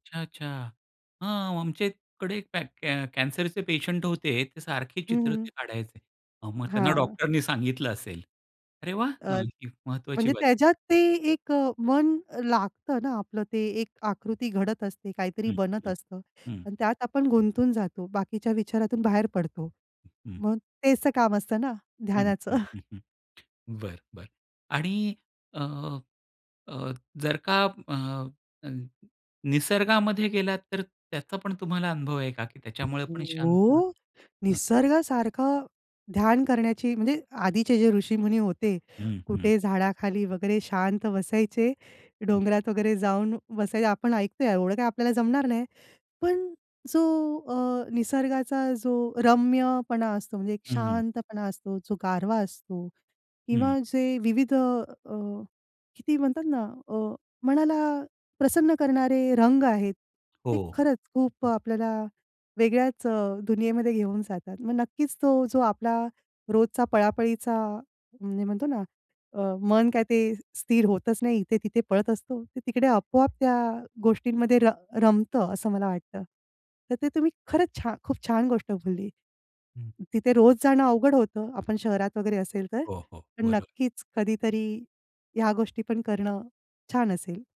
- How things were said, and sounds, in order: tapping; other background noise; chuckle; drawn out: "हो"
- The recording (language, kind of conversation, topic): Marathi, podcast, ध्यानासाठी शांत जागा उपलब्ध नसेल तर तुम्ही काय करता?